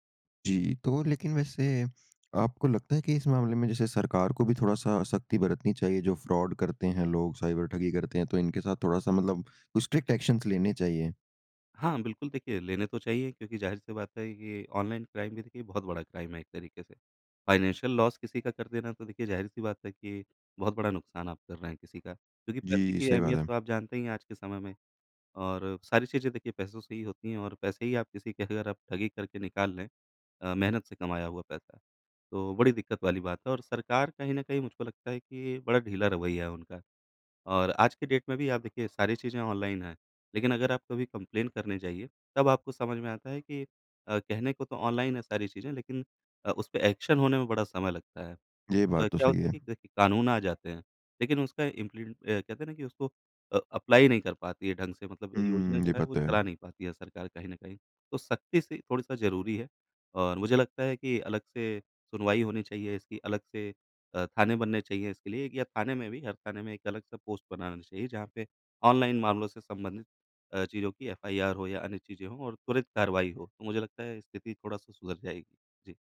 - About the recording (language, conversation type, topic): Hindi, podcast, ऑनलाइन भुगतान करते समय आप कौन-कौन सी सावधानियाँ बरतते हैं?
- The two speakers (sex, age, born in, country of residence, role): male, 35-39, India, India, guest; male, 55-59, India, India, host
- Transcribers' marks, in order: in English: "फ्रॉड"; in English: "साइबर"; in English: "स्ट्रिक्ट एक्शन"; in English: "क्राइम"; in English: "क्राइम"; in English: "फ़ाइनेंशियल लॉस"; in English: "डेट"; in English: "कंप्लेन"; in English: "एक्शन"; in English: "इम्पली"; in English: "अप्लाई"